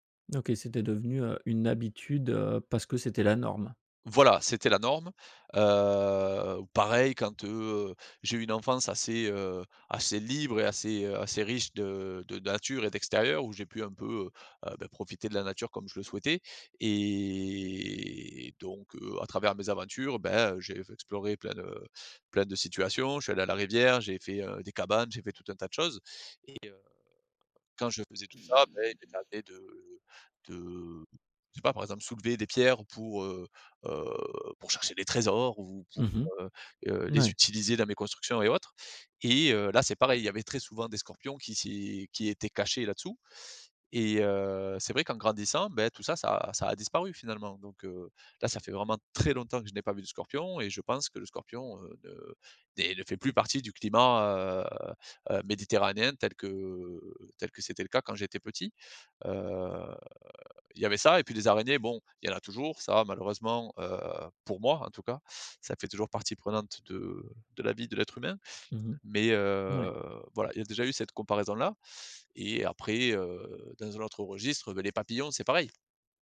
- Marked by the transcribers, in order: drawn out: "Heu"; drawn out: "et"; drawn out: "Heu"
- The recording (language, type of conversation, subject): French, podcast, Que penses-tu des saisons qui changent à cause du changement climatique ?